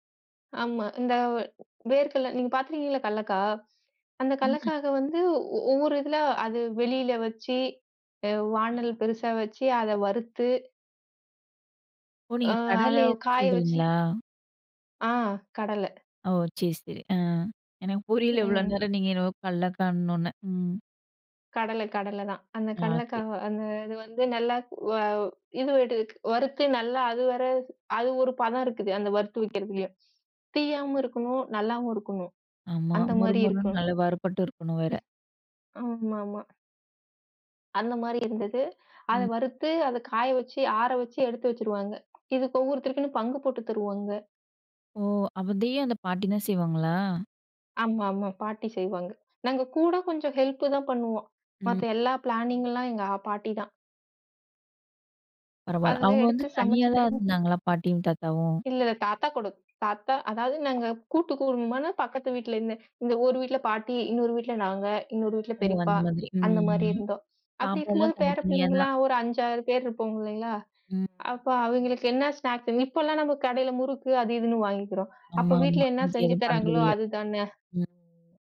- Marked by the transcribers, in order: other background noise; other noise; "அதையும்" said as "அவதையும்"; in English: "ஹெல்ப்"; in English: "பிளானிங்"; drawn out: "ம்"; in English: "ஸ்னாக்ஸ்"
- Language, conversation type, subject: Tamil, podcast, குடும்ப ரெசிபிகளை முறையாக பதிவு செய்து பாதுகாப்பது எப்படி என்று சொல்லுவீங்களா?